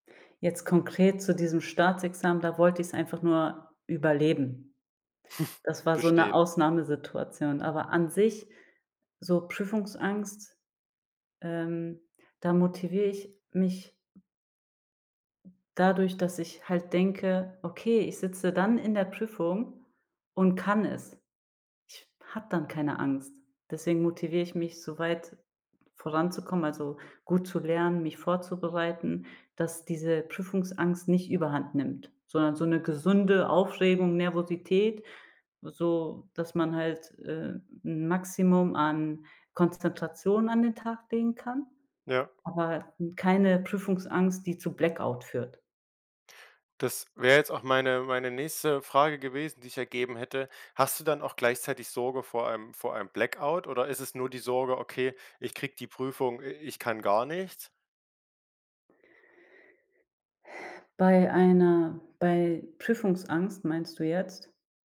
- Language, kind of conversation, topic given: German, podcast, Wie gehst du persönlich mit Prüfungsangst um?
- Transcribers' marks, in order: chuckle